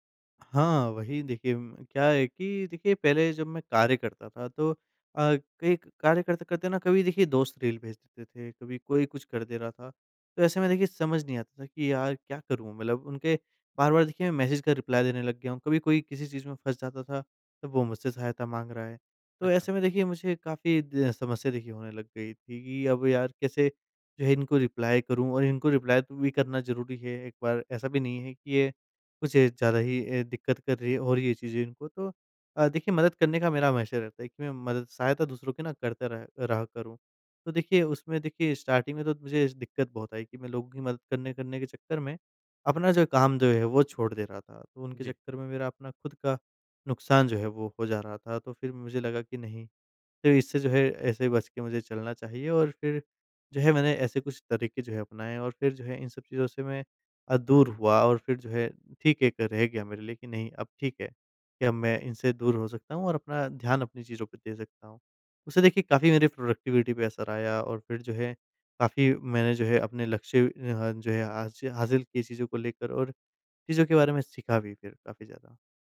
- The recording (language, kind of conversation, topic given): Hindi, podcast, फोन और नोटिफिकेशन से ध्यान भटकने से आप कैसे बचते हैं?
- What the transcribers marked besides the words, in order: in English: "मैसेज"; in English: "रिप्लाई"; in English: "रिप्लाई"; in English: "रिप्लाई"; in English: "स्टार्टिंग"; in English: "प्रोडक्टिविटी"